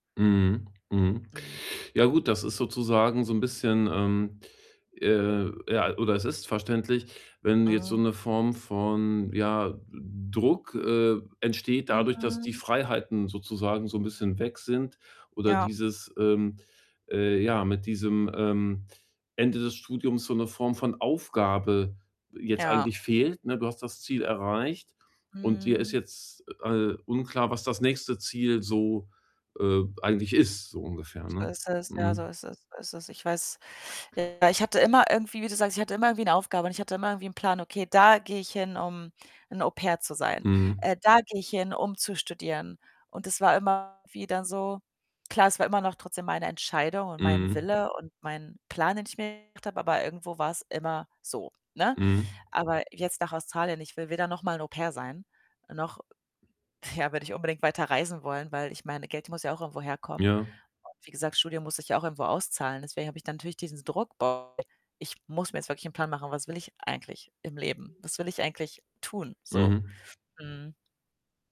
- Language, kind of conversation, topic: German, advice, Wie finde und plane ich die nächsten Schritte, wenn meine Karriereziele noch unklar sind?
- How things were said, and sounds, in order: other background noise; distorted speech